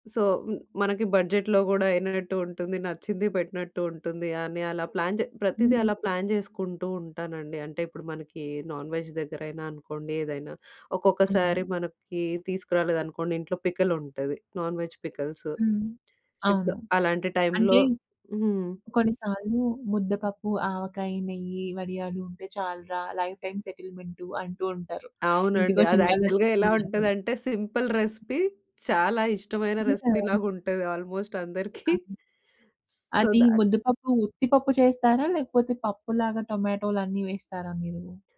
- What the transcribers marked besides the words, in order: in English: "సో"; in English: "బడ్జెట్‌లో"; in English: "ప్లాన్"; in English: "ప్లాన్"; in English: "నాన్ వెజ్"; in English: "పికల్"; in English: "నాన్ వెజ్ పికల్స్"; tapping; in English: "లైఫ్ టైమ్"; in English: "యాక్చువల్‌గా"; in English: "సింపుల్ రెసిపీ"; other background noise; in English: "రెసిపీ"; in English: "ఆల్మోస్ట్"; in English: "సో"
- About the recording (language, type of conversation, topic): Telugu, podcast, బడ్జెట్ తక్కువగా ఉన్నప్పుడు కూడా ప్రేమతో వండడానికి మీరు ఏ సలహా ఇస్తారు?